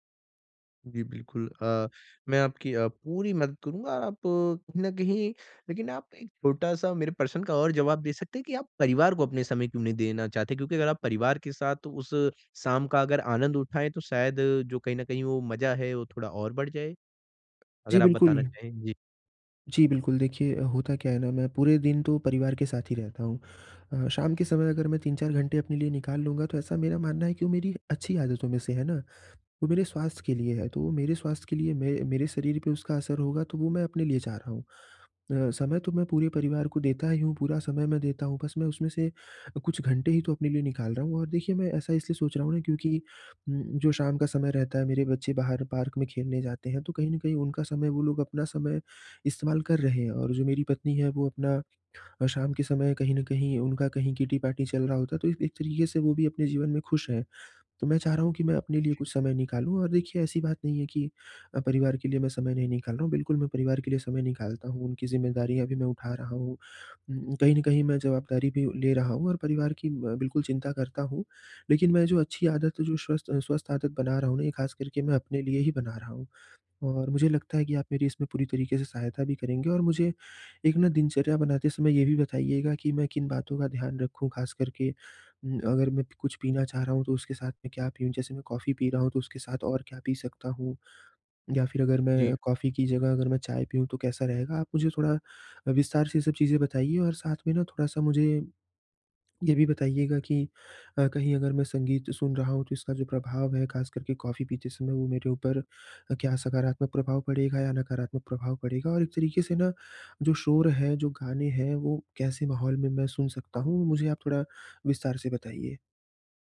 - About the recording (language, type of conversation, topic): Hindi, advice, मैं शाम को शांत और आरामदायक दिनचर्या कैसे बना सकता/सकती हूँ?
- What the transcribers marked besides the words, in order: none